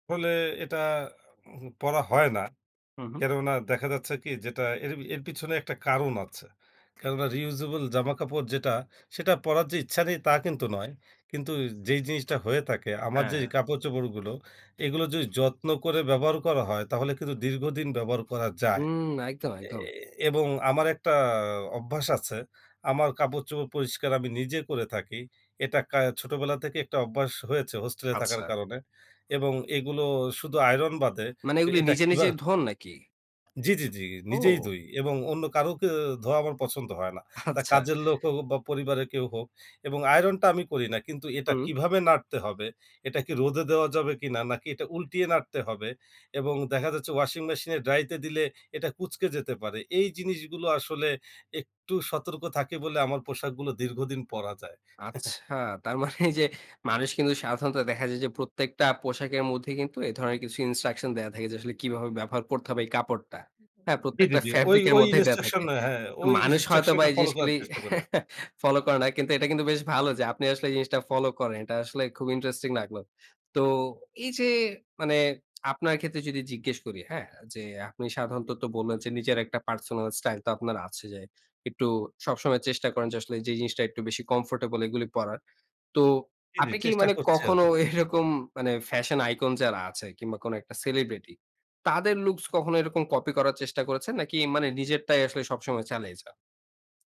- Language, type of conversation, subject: Bengali, podcast, তুমি নিজের স্টাইল কীভাবে গড়ে তোলো?
- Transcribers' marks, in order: throat clearing; in English: "Reusable"; laughing while speaking: "আচ্ছা"; chuckle; laughing while speaking: "মানে যে"; in English: "Instruction"; laughing while speaking: "প্রত্যেকটা ফেব্রিক এর মধ্যেই দেয়া … জিনিসটা ফলো করেন"; in English: "Interesting"